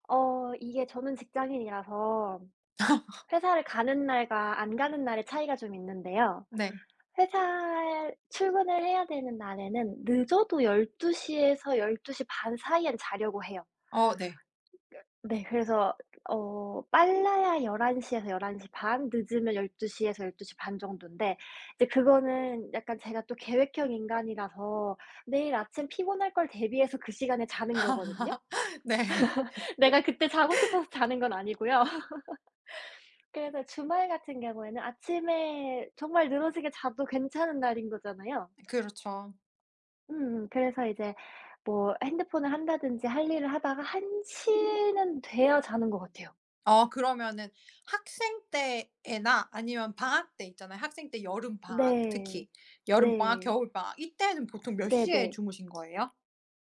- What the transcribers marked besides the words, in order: other background noise; laugh; laugh; laughing while speaking: "네"; laugh; laughing while speaking: "자는 건 아니고요"; laugh; tapping
- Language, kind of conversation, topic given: Korean, unstructured, 매일 아침 일찍 일어나는 것과 매일 밤 늦게 자는 것 중 어떤 생활 방식이 더 잘 맞으시나요?
- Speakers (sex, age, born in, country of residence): female, 25-29, South Korea, United States; female, 30-34, South Korea, Spain